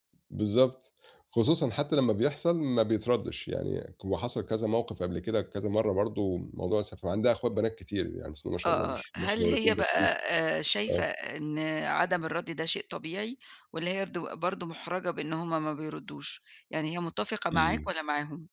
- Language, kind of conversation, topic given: Arabic, advice, إزاي أفتح موضوع الفلوس مع شريكي أو عيلتي وأنا مش مرتاح/ة للكلام عنه؟
- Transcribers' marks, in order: none